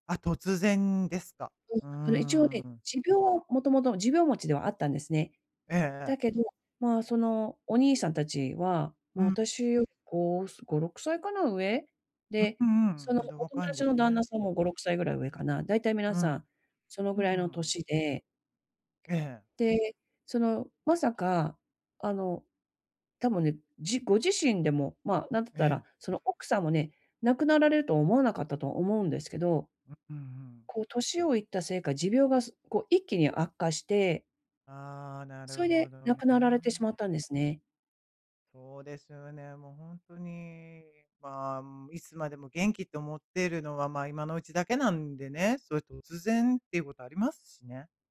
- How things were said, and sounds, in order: other background noise
- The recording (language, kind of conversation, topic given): Japanese, advice, 長期計画がある中で、急な変化にどう調整すればよいですか？